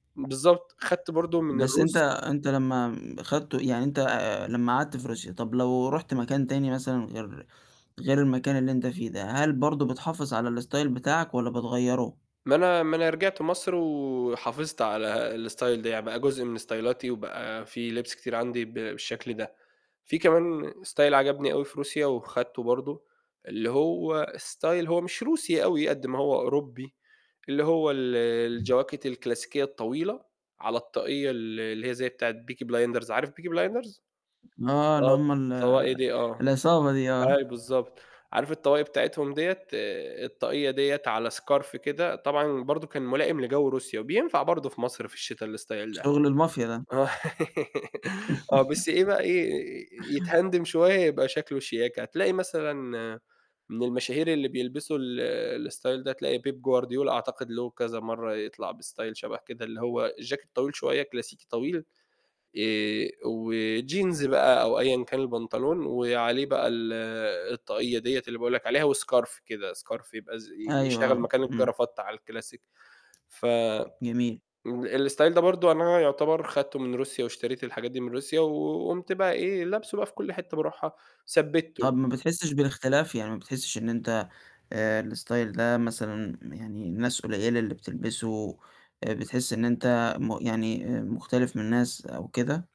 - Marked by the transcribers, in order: static; in English: "الstyle"; in English: "الstyle"; in English: "ستايلاتي"; in English: "style"; in English: "style"; in English: "scarf"; in English: "الstyle"; laughing while speaking: "آه"; laugh; tapping; in English: "الstyle"; in English: "بstyle"; in English: "وscarf"; in English: "scarf"; in English: "الstyle"; in English: "الstyle"
- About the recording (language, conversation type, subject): Arabic, podcast, إزاي تعرف إن ستايلك بقى ناضج ومتماسك؟